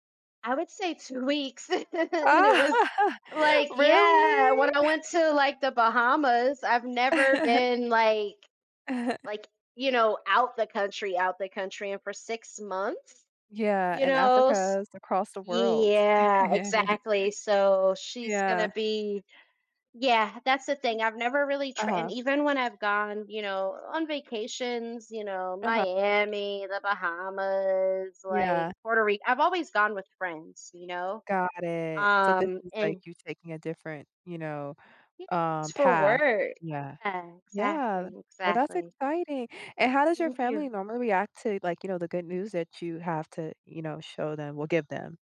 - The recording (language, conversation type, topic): English, advice, How do I share my good news with my family in a way that feels meaningful?
- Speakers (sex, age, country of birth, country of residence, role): female, 30-34, United States, United States, advisor; female, 35-39, United States, United States, user
- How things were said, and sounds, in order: laughing while speaking: "two weeks"; laugh; surprised: "Really?"; drawn out: "Really?"; laugh; laugh